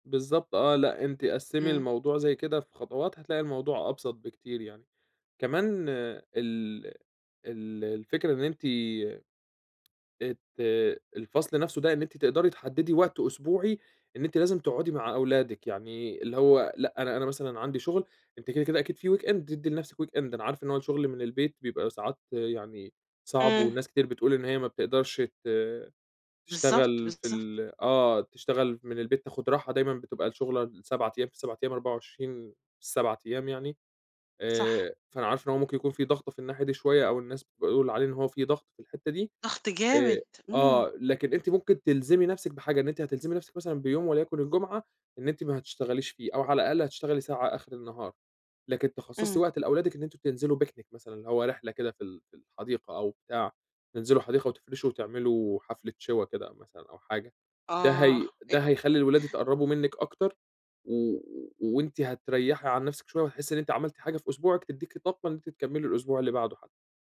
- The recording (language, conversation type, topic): Arabic, advice, إزاي أتعامل مع صعوبة فصل وقت الشغل عن حياتي الشخصية؟
- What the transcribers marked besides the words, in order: tapping; in English: "weekend"; in English: "weekend"; in English: "picnic"; chuckle